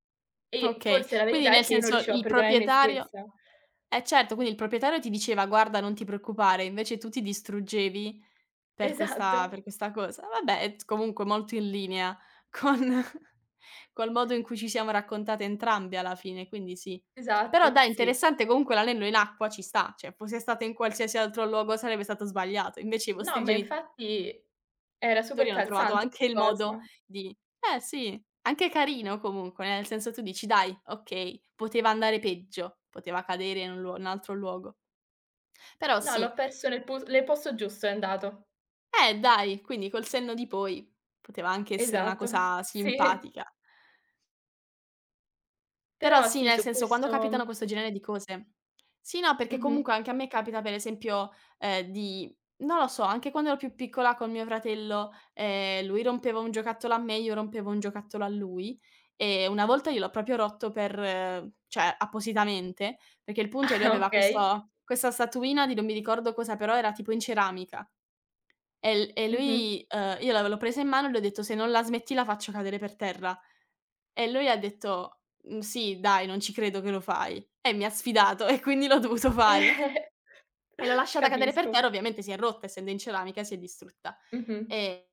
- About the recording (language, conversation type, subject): Italian, unstructured, Come gestisci il senso di colpa quando commetti un errore grave?
- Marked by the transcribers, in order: "quindi" said as "quini"; laughing while speaking: "Esatto"; tapping; laughing while speaking: "con"; chuckle; other background noise; "cioè" said as "ceh"; laughing while speaking: "Esatto, sì"; "proprio" said as "propio"; "cioè" said as "ceh"; laughing while speaking: "Ah okay"; background speech; chuckle